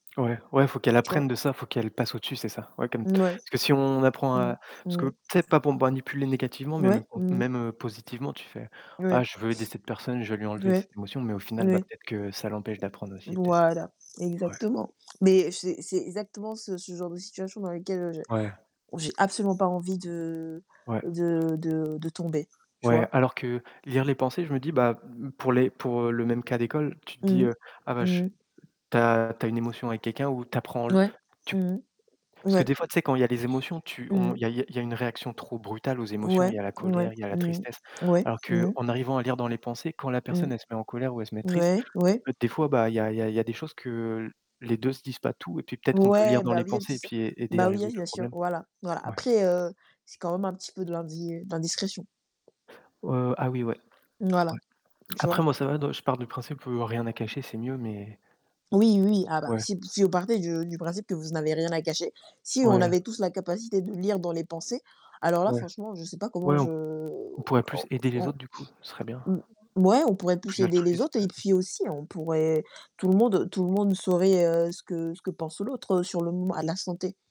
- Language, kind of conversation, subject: French, unstructured, Préféreriez-vous pouvoir lire les pensées des autres ou contrôler leurs émotions ?
- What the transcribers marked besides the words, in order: static; distorted speech; other noise; other background noise